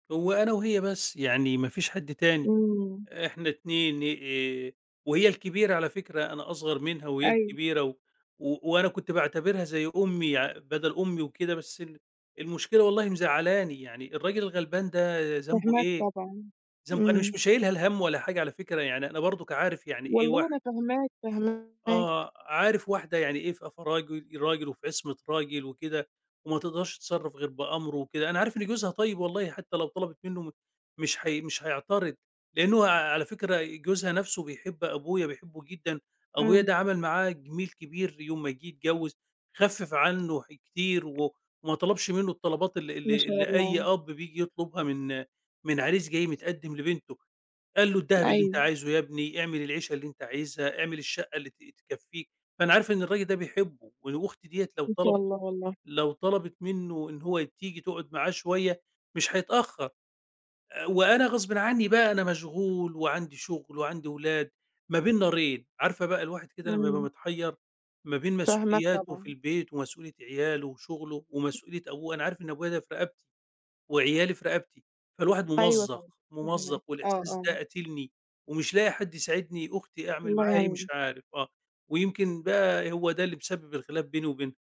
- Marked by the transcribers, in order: tapping; other background noise
- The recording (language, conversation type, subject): Arabic, advice, إزاي أحلّ خلاف بيني وبين أخويا أو أختي على رعاية والدنا المريض؟